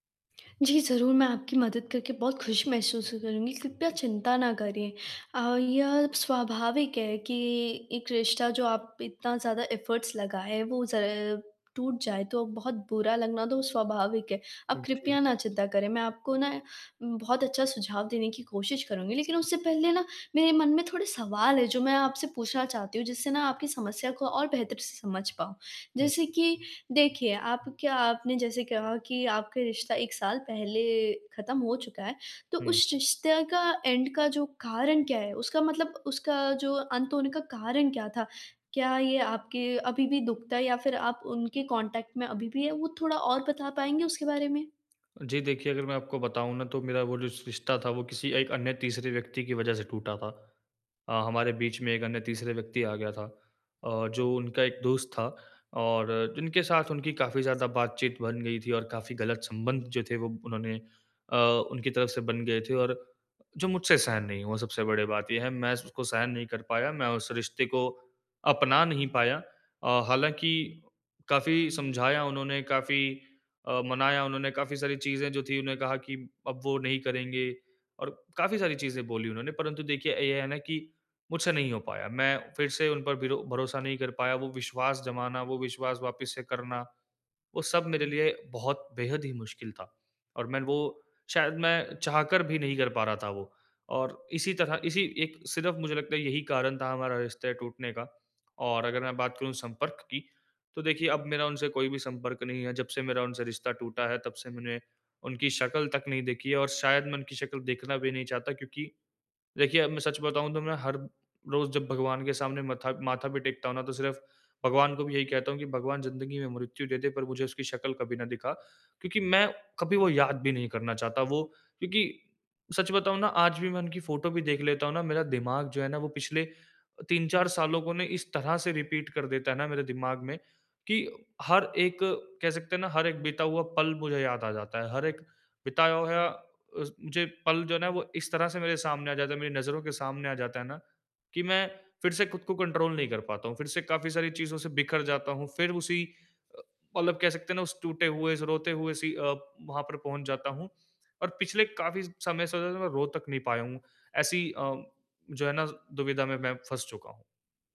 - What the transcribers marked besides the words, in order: lip smack; in English: "एफर्ट्स"; in English: "एंड"; in English: "कॉन्टैक्ट"; in English: "रिपीट"; in English: "कंट्रोल"
- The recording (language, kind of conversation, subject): Hindi, advice, टूटे रिश्ते को स्वीकार कर आगे कैसे बढ़ूँ?